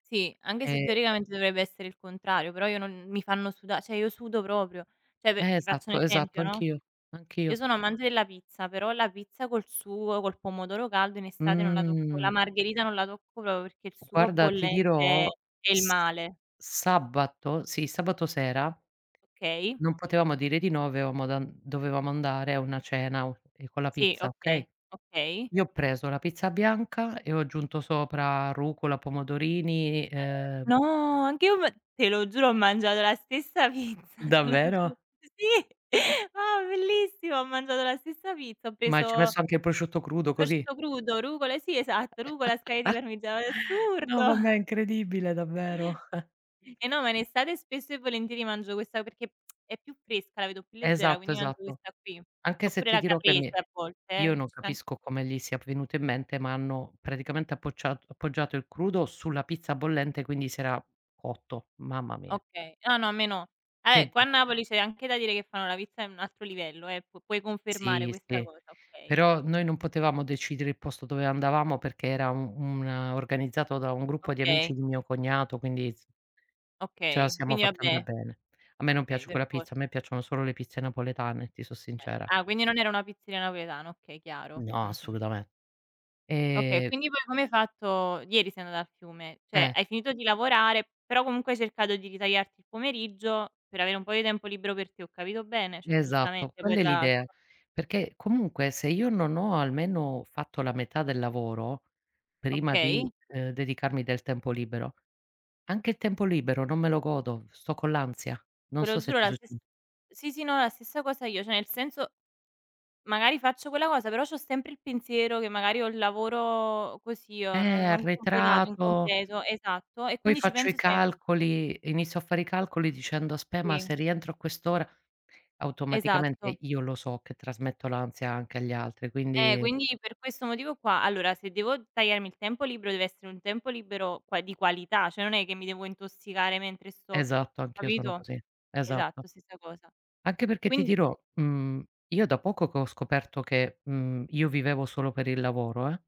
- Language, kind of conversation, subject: Italian, unstructured, Come bilanci il tuo tempo tra lavoro e tempo libero?
- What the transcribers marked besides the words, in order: "anche" said as "anghe"; "cioè" said as "ceh"; "Cioè" said as "ceh"; drawn out: "Mh"; tapping; "proprio" said as "propro"; other background noise; "Okay" said as "kay"; "avevamo" said as "aveamo"; gasp; surprised: "No, anch'io me"; drawn out: "No"; "mangiato" said as "mangiado"; laughing while speaking: "pizza, te lo giu s sì!"; chuckle; "parmigiano" said as "parmigiao"; surprised: "è assurdo!"; chuckle; tsk; "praticamente" said as "predicamente"; "napoletana" said as "napoledana"; "Cioè" said as "ceh"; "Cioè" said as "ceh"; "Cioè" said as "ceh"; "Quindi" said as "quini"